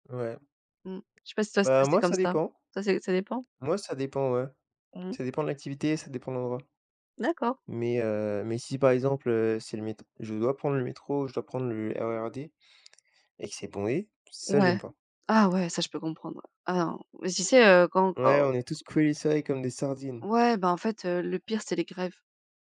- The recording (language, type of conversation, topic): French, unstructured, Quel lieu de ton enfance aimerais-tu revoir ?
- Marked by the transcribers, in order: none